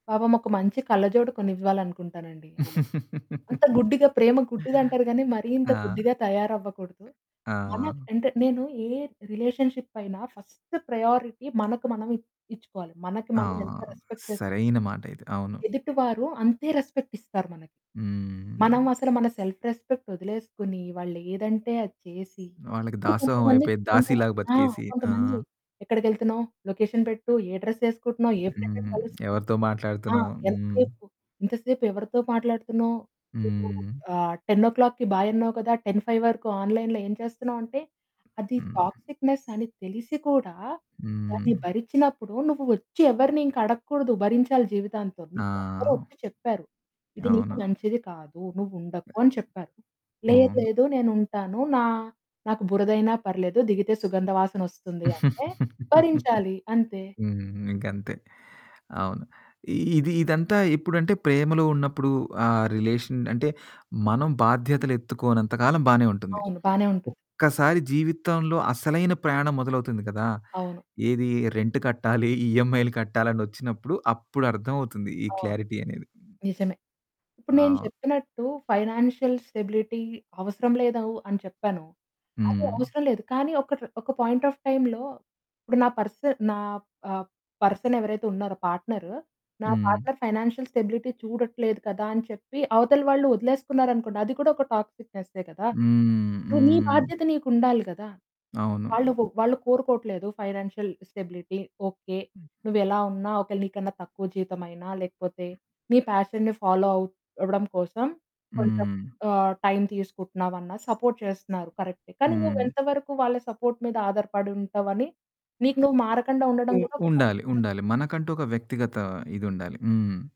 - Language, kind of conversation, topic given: Telugu, podcast, ప్రేమలో ప్రమాదం తీసుకోవడాన్ని మీరు ఎలా భావిస్తారు?
- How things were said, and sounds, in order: laugh; other background noise; in English: "రిలేషన్‌షిప్"; in English: "ఫస్ట్ ప్రయారిటీ"; in English: "రెస్పెక్ట్"; in English: "రెస్పెక్ట్"; in English: "సెల్ఫ్ రెస్పెక్ట్"; unintelligible speech; in English: "లొకేషన్"; in English: "డ్రెస్"; in English: "ఫ్రెండ్‌ని"; distorted speech; in English: "టెన్ ఓ క్లాక్‌కి బాయ్"; in English: "టెన్ ఫైవ్"; in English: "ఆన్లైన్‌లో"; in English: "టాక్సిక్నెస్"; laugh; in English: "రిలేషన్"; in English: "రెంట్"; in English: "క్లారిటీ"; in English: "ఫైనాన్షియల్ స్టెబిలిటీ"; in English: "పాయింట్ ఆఫ్ టైమ్‌లో"; in English: "పర్సన్"; in English: "పర్సన్"; in English: "పార్ట్నర్"; in English: "పార్ట్నర్ ఫైనాన్షియల్ స్టెబిలిటీ"; in English: "ఫైనాన్షియల్ స్టెబిలిటీ"; in English: "పాషన్‌ని ఫాలో"; in English: "సపోర్ట్"; in English: "కరెక్టే"; in English: "సపోర్ట్"; in English: "టాక్సిక్నెస్"